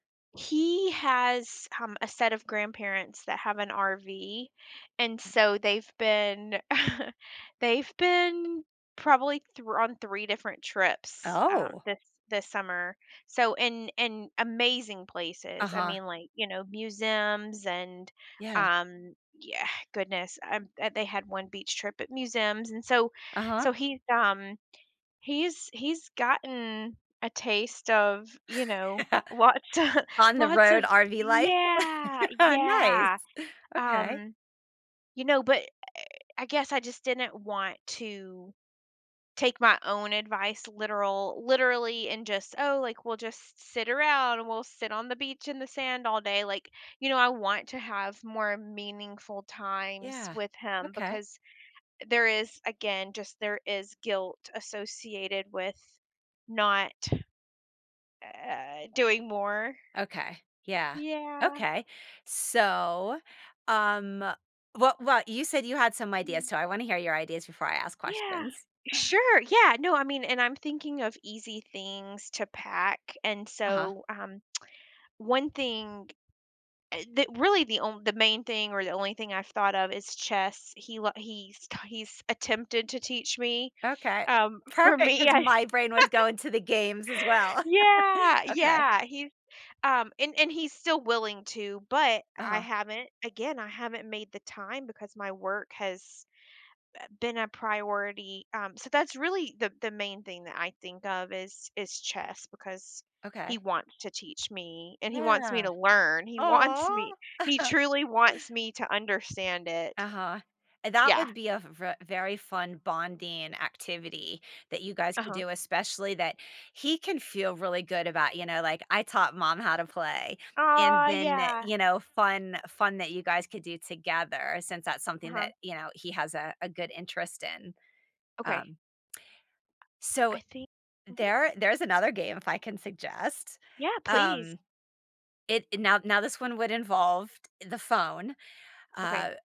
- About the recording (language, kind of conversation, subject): English, advice, How can I cope with guilt about not spending enough time with my family and strengthen our connection?
- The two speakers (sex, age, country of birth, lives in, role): female, 40-44, United States, United States, user; female, 50-54, United States, United States, advisor
- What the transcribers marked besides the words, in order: chuckle; "museums" said as "musems"; "museums" said as "musems"; laugh; chuckle; laugh; tsk; tapping; laughing while speaking: "for me, I"; laugh; laugh; laughing while speaking: "wants"; chuckle